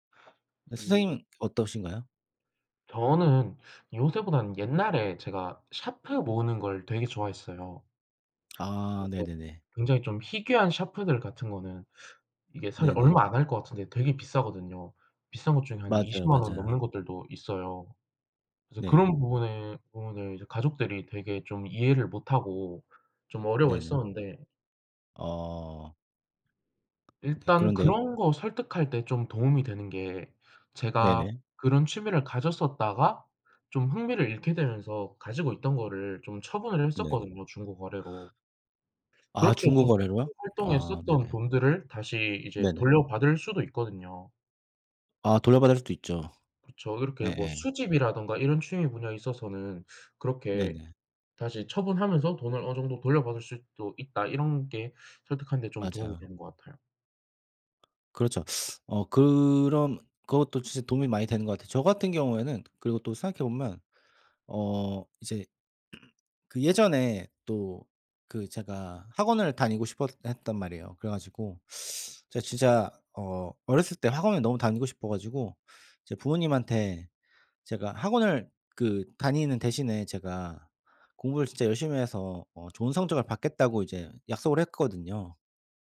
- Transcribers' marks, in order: other background noise; tapping; teeth sucking; throat clearing
- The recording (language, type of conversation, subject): Korean, unstructured, 취미 활동에 드는 비용이 너무 많을 때 상대방을 어떻게 설득하면 좋을까요?